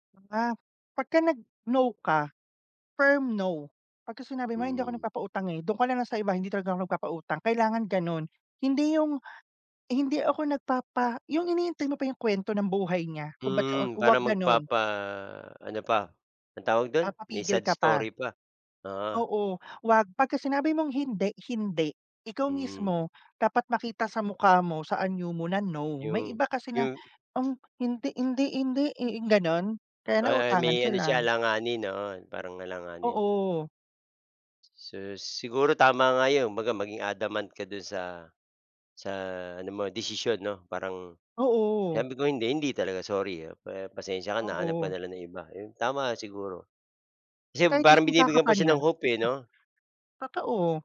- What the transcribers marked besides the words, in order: none
- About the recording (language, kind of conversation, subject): Filipino, unstructured, Paano mo hinaharap ang utang na hindi mo kayang bayaran?